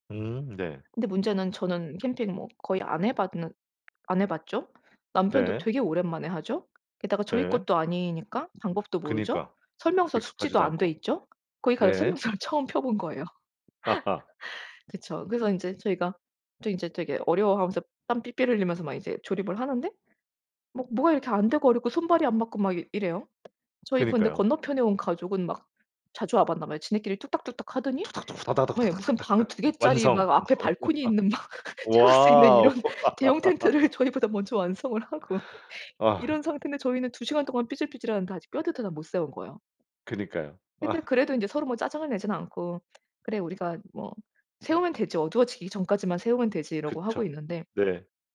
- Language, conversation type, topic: Korean, podcast, 예상치 못한 실패가 오히려 도움이 된 경험이 있으신가요?
- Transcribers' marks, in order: other background noise; laughing while speaking: "설명서를"; laugh; laugh; laughing while speaking: "테라스 있는 이런 대형 텐트를 저희보다 먼저 완성을 하고"; laugh